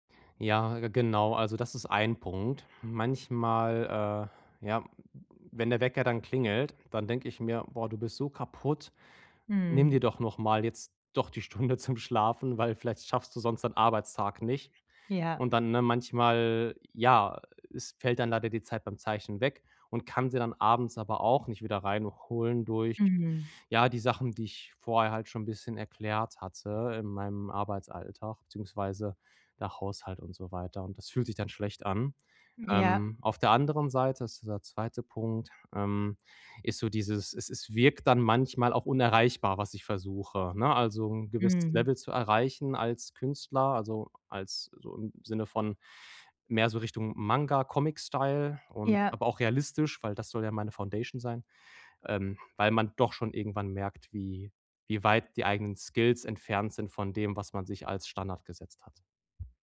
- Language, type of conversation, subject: German, advice, Wie kann ich beim Training langfristig motiviert bleiben?
- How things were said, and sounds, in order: laughing while speaking: "Stunde"; in English: "Foundation"; other background noise